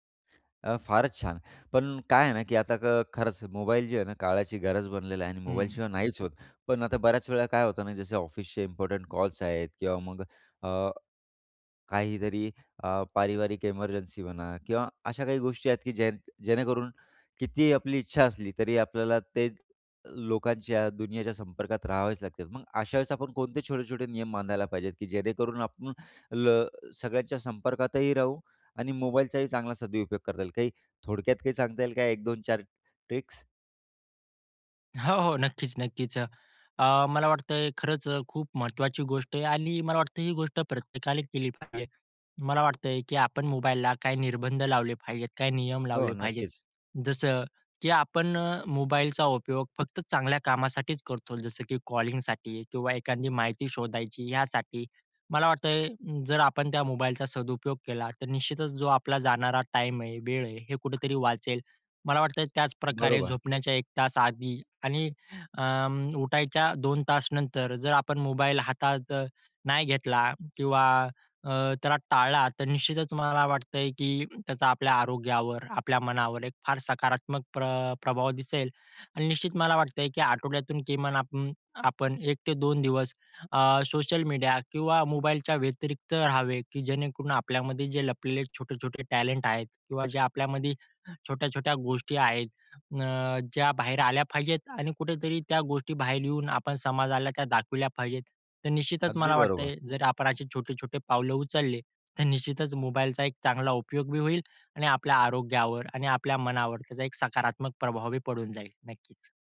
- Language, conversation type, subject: Marathi, podcast, थोडा वेळ मोबाईल बंद ठेवून राहिल्यावर कसा अनुभव येतो?
- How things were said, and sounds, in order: other noise; tapping; laughing while speaking: "हो, हो"; inhale